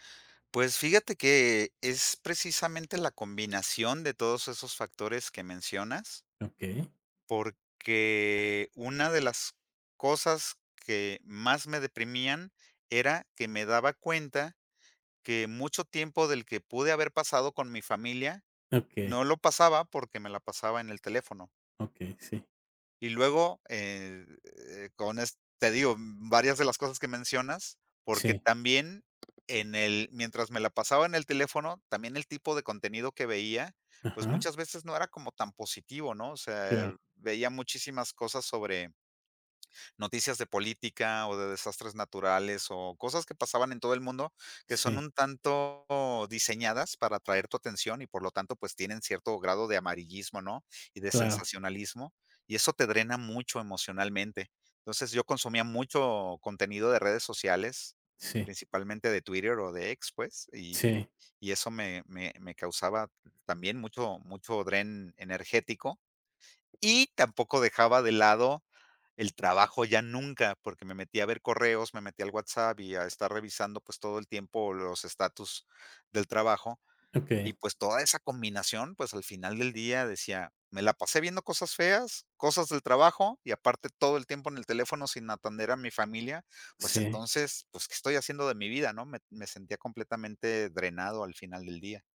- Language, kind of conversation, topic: Spanish, podcast, ¿Qué haces cuando sientes que el celular te controla?
- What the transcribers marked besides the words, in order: tapping